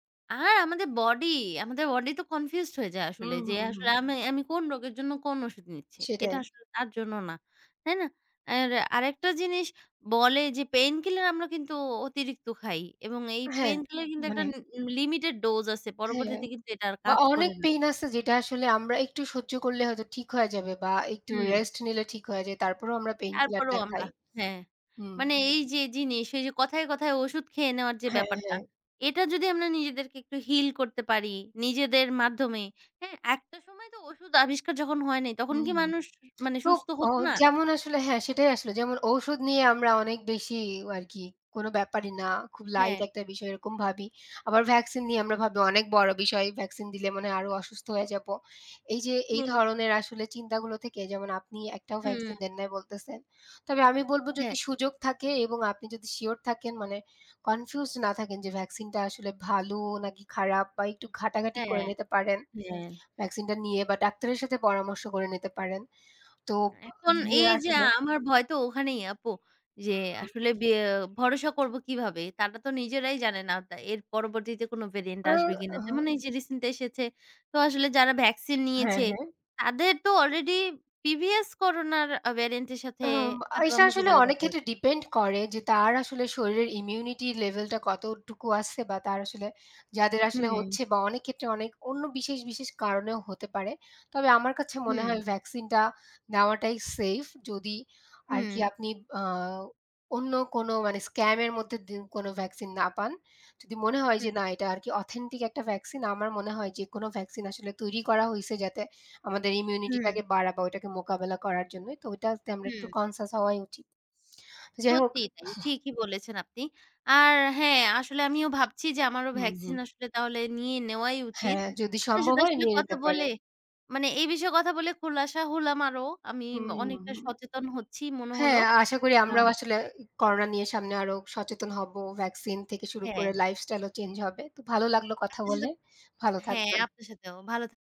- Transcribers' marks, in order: other background noise; in English: "ভেরিয়েন্ট"; in English: "প্রিভিয়াস"; in English: "ডিপেন্ড"; in English: "ইমিউনিটি"; in English: "অথেন্টিক"; in English: "কনসিয়াস"; chuckle; drawn out: "হুম"
- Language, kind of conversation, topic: Bengali, unstructured, সাম্প্রতিক সময়ে করোনা ভ্যাকসিন সম্পর্কে কোন তথ্য আপনাকে সবচেয়ে বেশি অবাক করেছে?